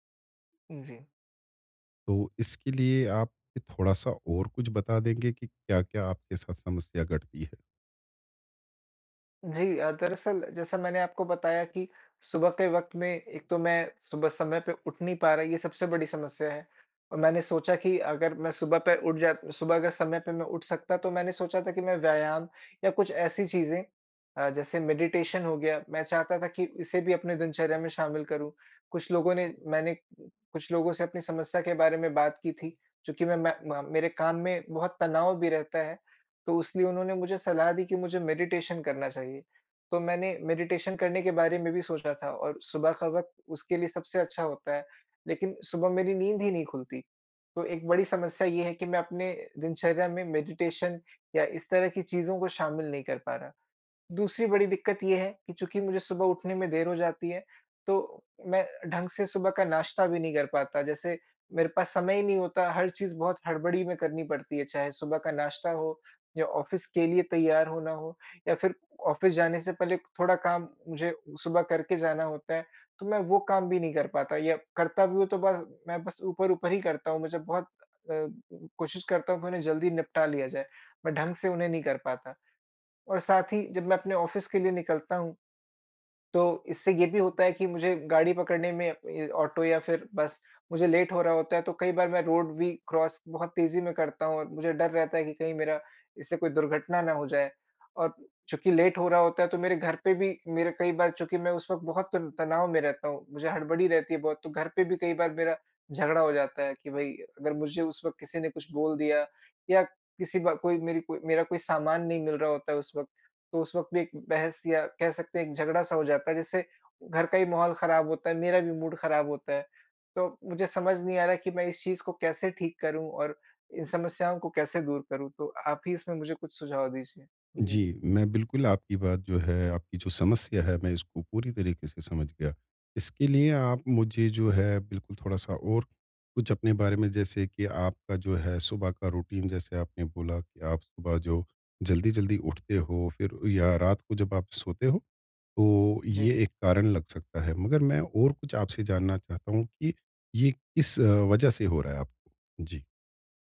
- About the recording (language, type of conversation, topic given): Hindi, advice, तेज़ और प्रभावी सुबह की दिनचर्या कैसे बनाएं?
- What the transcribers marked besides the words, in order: in English: "मेडिटेशन"; in English: "मेडिटेशन"; in English: "मेडिटेशन"; in English: "मेडिटेशन"; in English: "ऑफ़िस"; in English: "ऑफ़िस"; in English: "ऑफ़िस"; in English: "लेट"; in English: "रोड"; in English: "क्रॉस"; in English: "लेट"; in English: "मूड"; in English: "रूटीन"